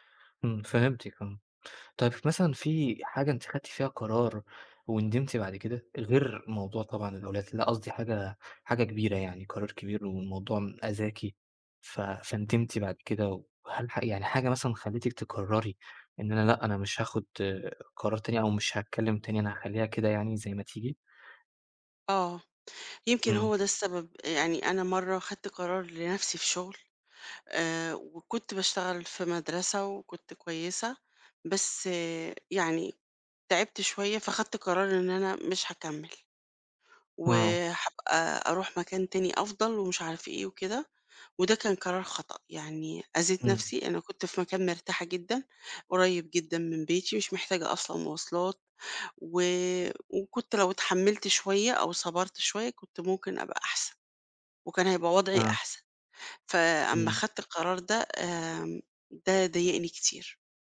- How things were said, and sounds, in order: none
- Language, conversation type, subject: Arabic, advice, إزاي أتجنب إني أأجل قرار كبير عشان خايف أغلط؟